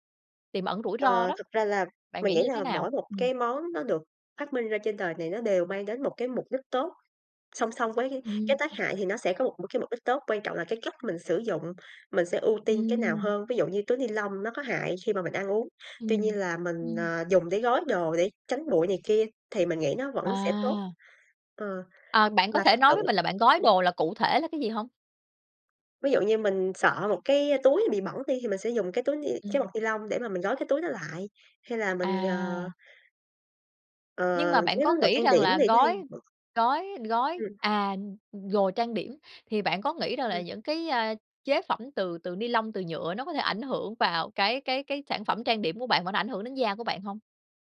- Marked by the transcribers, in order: tapping; other background noise
- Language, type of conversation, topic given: Vietnamese, podcast, Bạn có những mẹo nào để giảm rác thải nhựa trong sinh hoạt hằng ngày không?